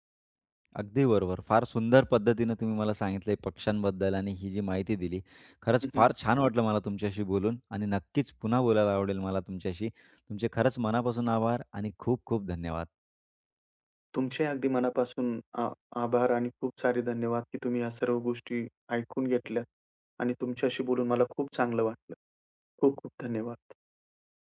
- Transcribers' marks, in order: other background noise
- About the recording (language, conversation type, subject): Marathi, podcast, पक्ष्यांच्या आवाजांवर लक्ष दिलं तर काय बदल होतो?